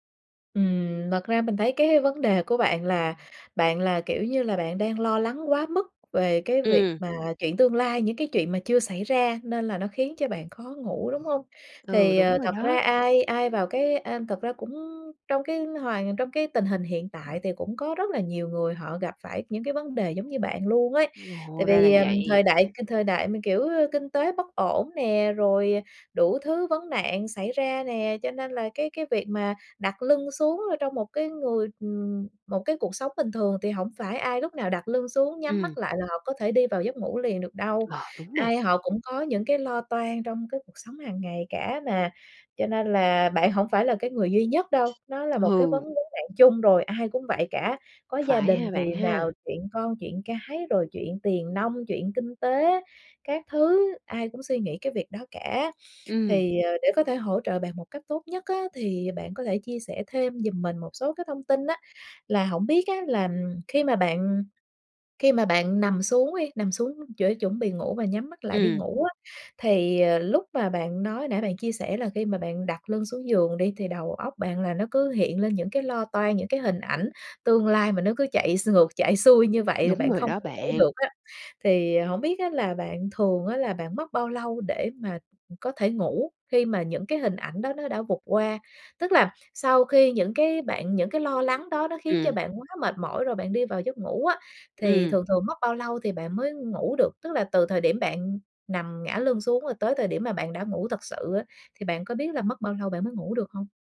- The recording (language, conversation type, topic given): Vietnamese, advice, Khó ngủ vì suy nghĩ liên tục về tương lai
- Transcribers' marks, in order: tapping; other background noise; alarm; background speech; laughing while speaking: "Đúng"; tsk